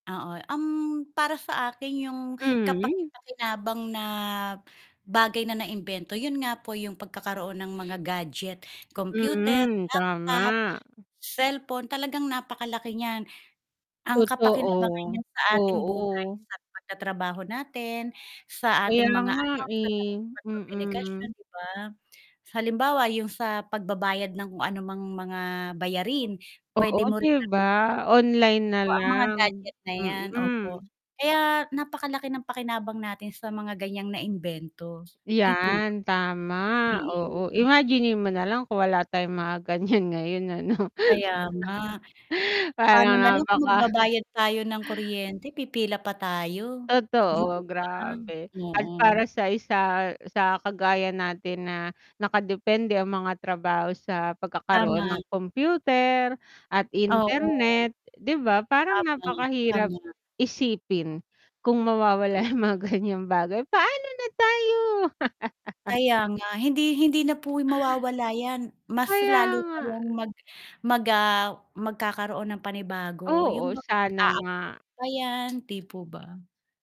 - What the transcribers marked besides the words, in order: static; distorted speech; mechanical hum; chuckle; background speech; other background noise; laugh; dog barking; tapping
- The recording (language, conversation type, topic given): Filipino, unstructured, Ano ang paborito mong imbensyon, at bakit?